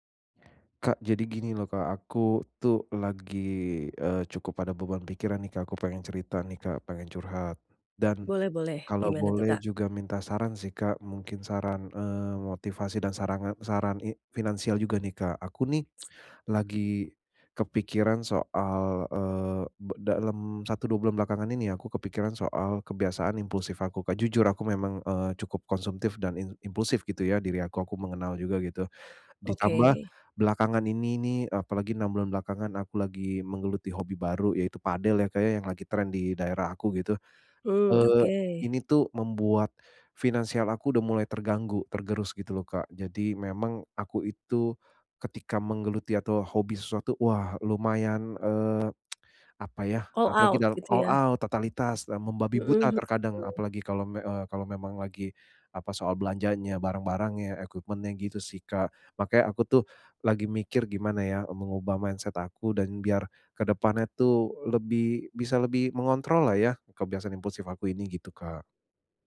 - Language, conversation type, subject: Indonesian, advice, Bagaimana cara mengendalikan dorongan impulsif untuk melakukan kebiasaan buruk?
- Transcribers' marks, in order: other background noise; tsk; in English: "all out"; in English: "All out"; in English: "equipment-nya"; in English: "mindset"